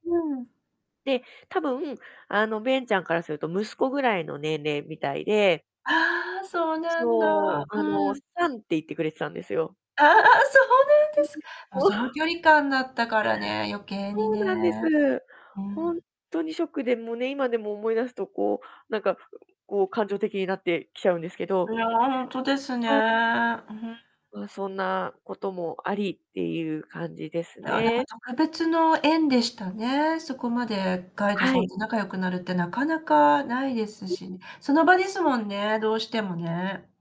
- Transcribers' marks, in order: other background noise; in English: "サン"; laughing while speaking: "ああ、そうなんですか"; distorted speech; static
- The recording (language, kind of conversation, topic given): Japanese, podcast, 帰国してからも連絡を取り続けている外国の友達はいますか？